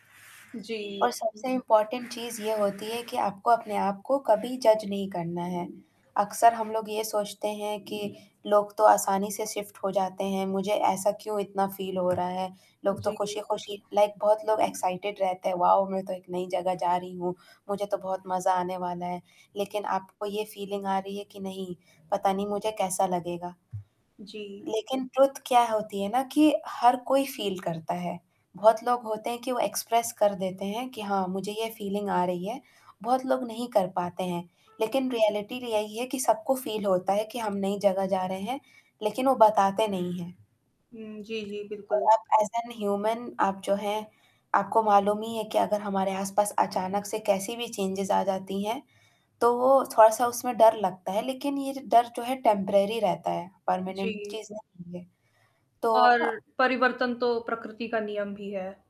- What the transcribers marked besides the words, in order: static; horn; in English: "इम्पोर्टेंट"; in English: "जज"; in English: "शिफ्ट"; in English: "फील"; tapping; in English: "लाइक"; in English: "एक्साइटेड"; in English: "वाओ!"; in English: "फीलिंग"; in English: "ट्रुथ"; in English: "फील"; in English: "एक्सप्रेस"; in English: "फीलिंग"; in English: "रियलिटी"; in English: "फील"; distorted speech; in English: "ऐज़ एन ह्यूमन"; in English: "चेंजेस"; in English: "टेम्परेरी"; in English: "परमानेंट"
- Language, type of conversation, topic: Hindi, advice, नए शहर या स्थान में शिफ्ट होने को लेकर आपको किन बातों की चिंता हो रही है?
- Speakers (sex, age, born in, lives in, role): female, 20-24, Egypt, India, advisor; female, 20-24, India, India, user